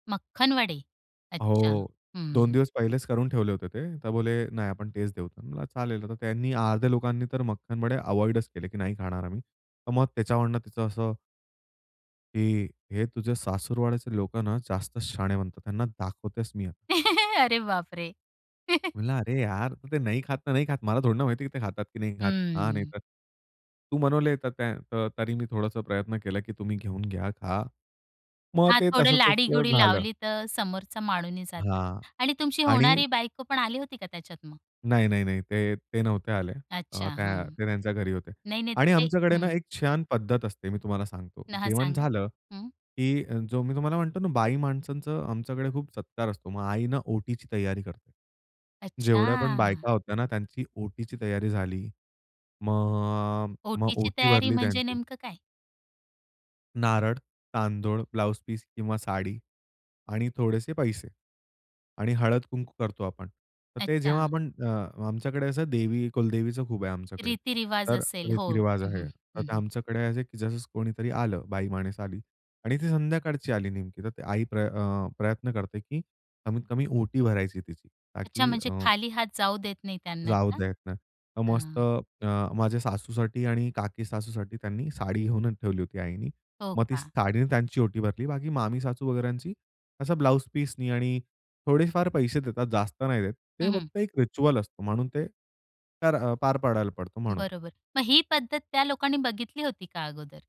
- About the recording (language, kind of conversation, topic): Marathi, podcast, तुमच्या कुटुंबात अतिथी आल्यावर त्यांना जेवण कसे वाढले जाते?
- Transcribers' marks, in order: other noise; chuckle; tapping; in English: "ब्लाउज पीस"; other background noise; in English: "ब्लाउज पीसनी"; in English: "रिच्युअल"